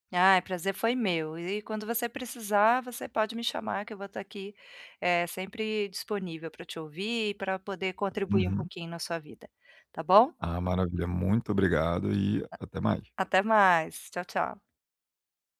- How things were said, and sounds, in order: none
- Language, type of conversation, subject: Portuguese, advice, Como posso criar uma rotina calma para descansar em casa?